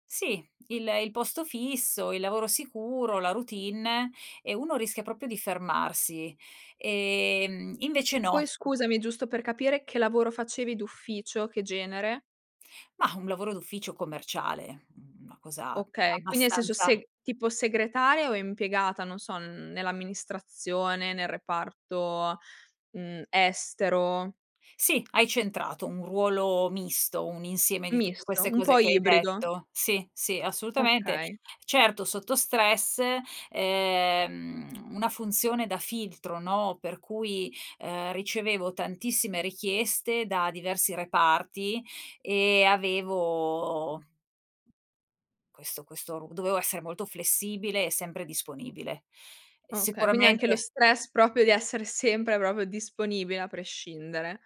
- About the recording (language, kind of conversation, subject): Italian, podcast, Come riuscivi a trovare il tempo per imparare, nonostante il lavoro o la scuola?
- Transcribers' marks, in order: "proprio" said as "propio"; "Quindi" said as "Quini"; "proprio" said as "propio"; "proprio" said as "propio"